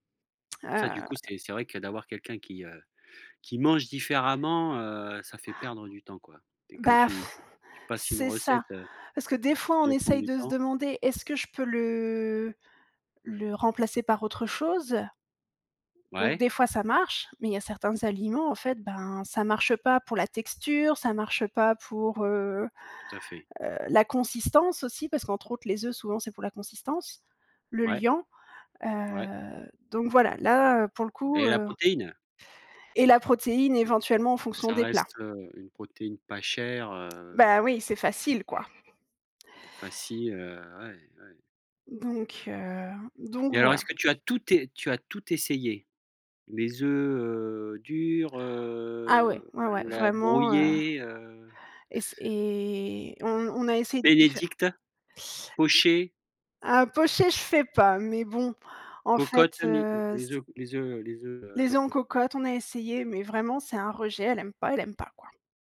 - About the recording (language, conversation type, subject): French, podcast, Peux-tu partager une astuce pour gagner du temps en cuisine ?
- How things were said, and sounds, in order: blowing; drawn out: "heu"